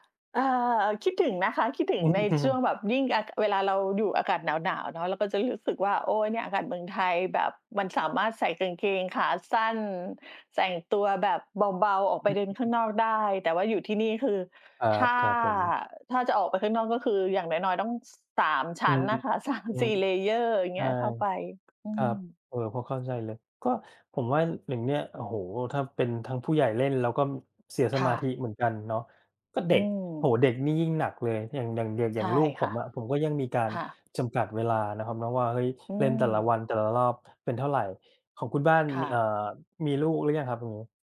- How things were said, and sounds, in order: chuckle; laughing while speaking: "สาม"; tapping; in English: "layer"
- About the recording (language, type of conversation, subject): Thai, unstructured, คุณคิดว่าการใช้สื่อสังคมออนไลน์มากเกินไปทำให้เสียสมาธิไหม?